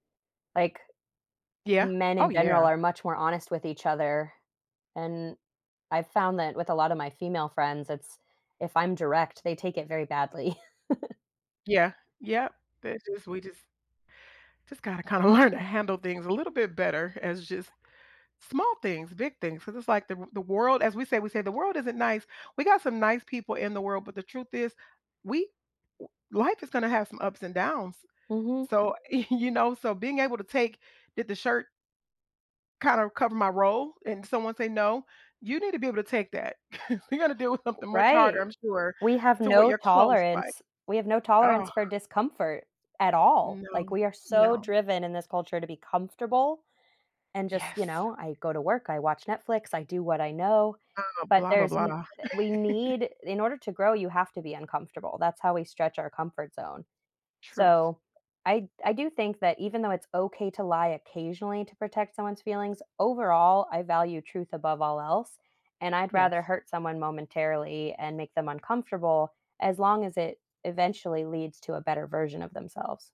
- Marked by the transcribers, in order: laughing while speaking: "badly"; chuckle; laughing while speaking: "kinda learn"; other background noise; laughing while speaking: "y you"; chuckle; laughing while speaking: "with something"; chuckle
- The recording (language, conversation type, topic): English, unstructured, Can being honest sometimes do more harm than good in relationships?
- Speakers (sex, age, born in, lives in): female, 35-39, United States, United States; female, 40-44, Germany, United States